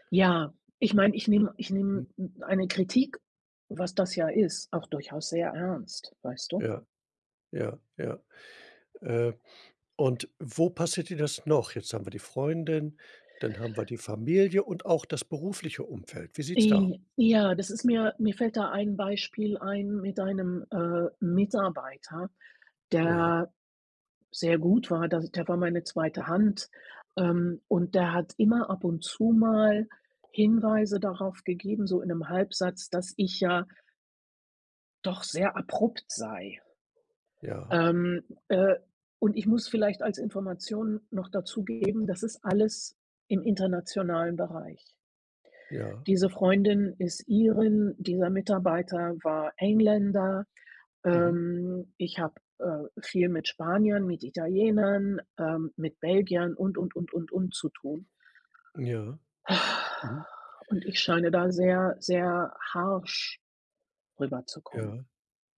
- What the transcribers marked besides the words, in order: other background noise; exhale
- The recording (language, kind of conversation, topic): German, advice, Wie gehst du damit um, wenn du wiederholt Kritik an deiner Persönlichkeit bekommst und deshalb an dir zweifelst?